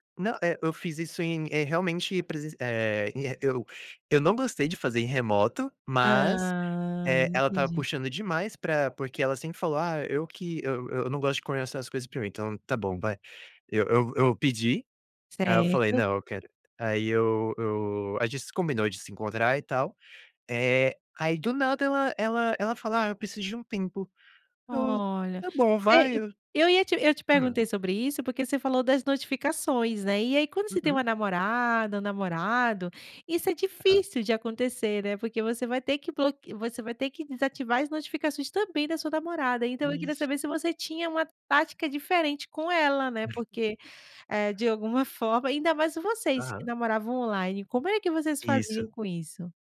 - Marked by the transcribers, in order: laugh
- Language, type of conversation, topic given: Portuguese, podcast, Como você organiza suas notificações e interrupções digitais?